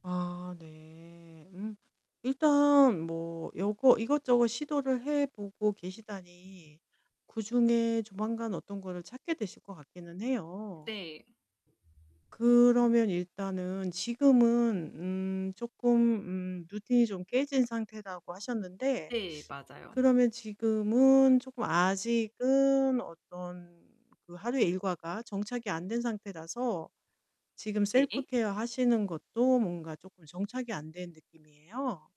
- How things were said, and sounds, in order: static; other background noise; distorted speech; tapping
- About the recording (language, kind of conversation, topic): Korean, advice, 매일 짧은 셀프케어 시간을 만드는 방법